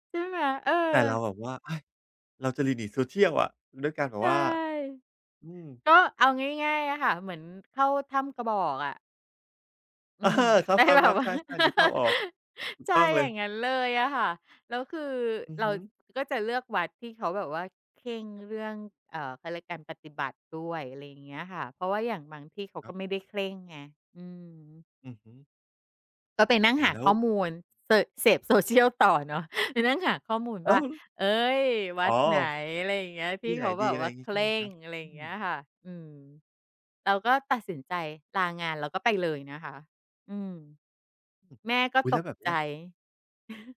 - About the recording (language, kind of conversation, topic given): Thai, podcast, คุณเคยลองงดใช้อุปกรณ์ดิจิทัลสักพักไหม แล้วผลเป็นอย่างไรบ้าง?
- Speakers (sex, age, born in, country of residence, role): female, 45-49, Thailand, Thailand, guest; male, 45-49, Thailand, Thailand, host
- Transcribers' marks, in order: laughing while speaking: "อา"; laughing while speaking: "แต่แบบว่า"; chuckle; chuckle